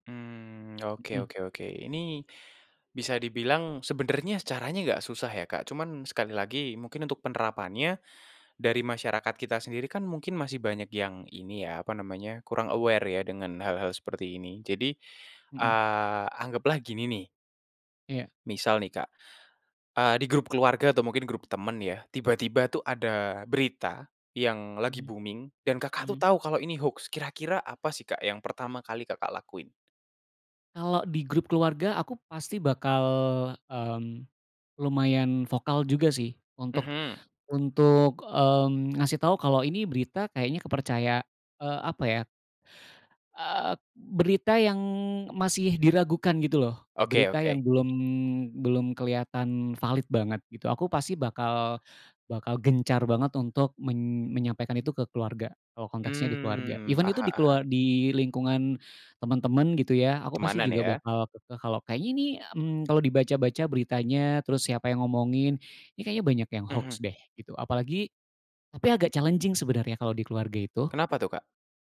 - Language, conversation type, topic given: Indonesian, podcast, Pernahkah kamu tertipu hoaks, dan bagaimana reaksimu saat menyadarinya?
- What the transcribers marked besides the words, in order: in English: "aware"; in English: "booming"; other background noise; tapping; in English: "Even"; in English: "challenging"